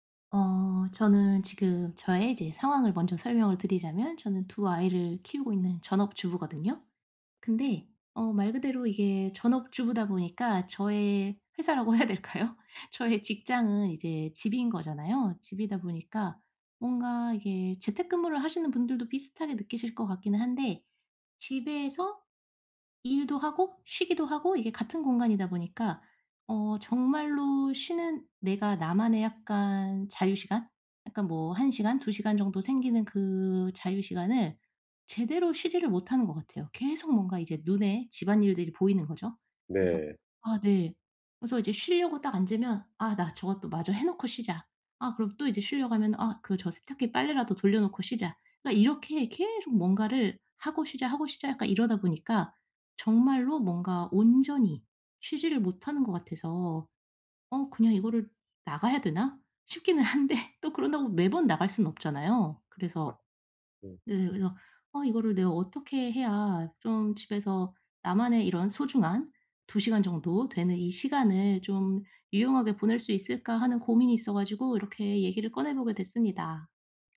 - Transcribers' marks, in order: laughing while speaking: "해야 될까요?"; laughing while speaking: "싶기는 한데"; tapping
- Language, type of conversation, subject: Korean, advice, 집에서 어떻게 하면 제대로 휴식을 취할 수 있을까요?